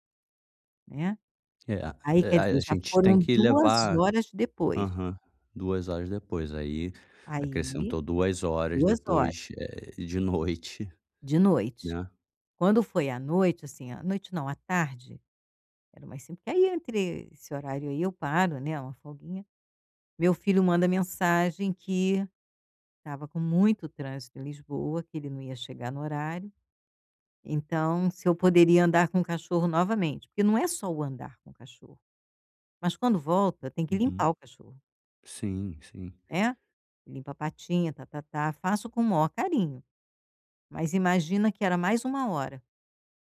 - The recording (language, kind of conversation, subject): Portuguese, advice, Como posso levantar cedo com mais facilidade?
- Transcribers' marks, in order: none